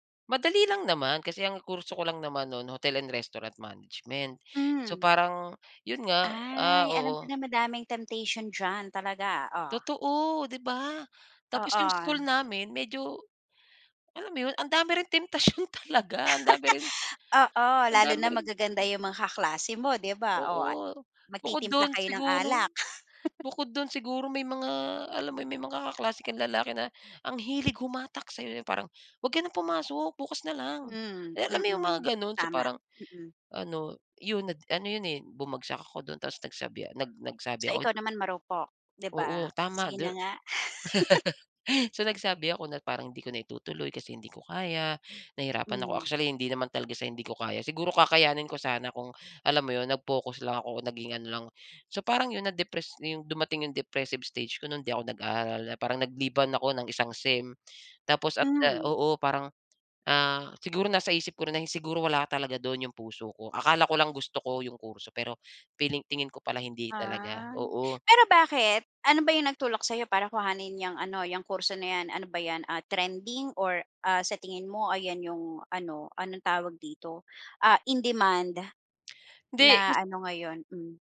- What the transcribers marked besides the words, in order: tapping; laugh; chuckle; laugh
- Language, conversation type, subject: Filipino, podcast, Paano ka bumabangon pagkatapos ng malaking bagsak?
- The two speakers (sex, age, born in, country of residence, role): female, 40-44, Philippines, Philippines, host; male, 35-39, Philippines, Philippines, guest